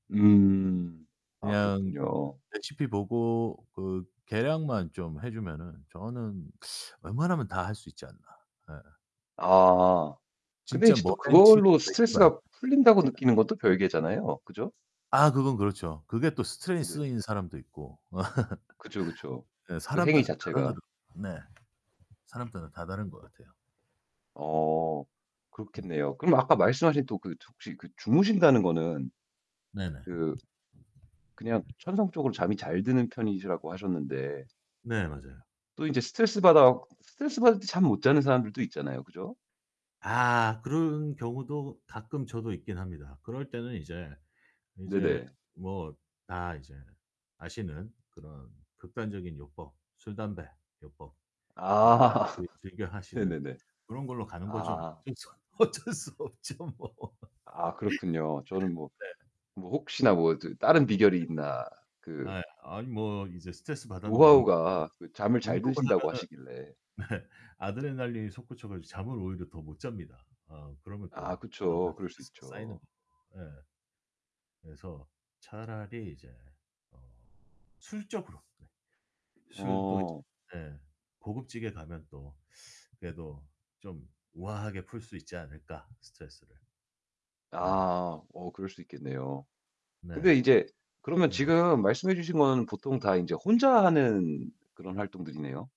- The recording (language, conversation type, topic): Korean, podcast, 집에서 스트레스를 풀 때는 주로 무엇을 하시나요?
- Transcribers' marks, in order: distorted speech; teeth sucking; laugh; other background noise; laugh; tapping; static; laughing while speaking: "아"; laughing while speaking: "어쩔 수 없죠, 뭐"; laugh; laughing while speaking: "네"